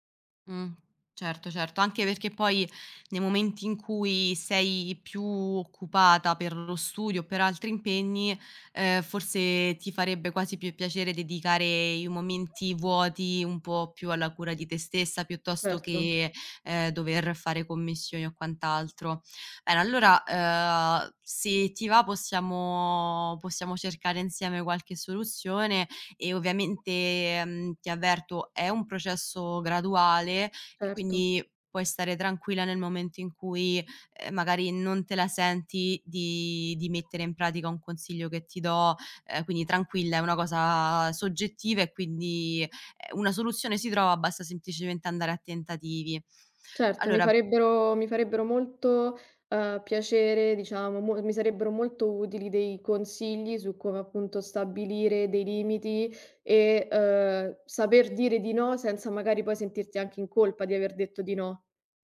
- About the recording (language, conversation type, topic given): Italian, advice, Come posso stabilire dei limiti e imparare a dire di no per evitare il burnout?
- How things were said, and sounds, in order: tapping; "Bene" said as "ene"; drawn out: "possiamo"; drawn out: "ovviamente"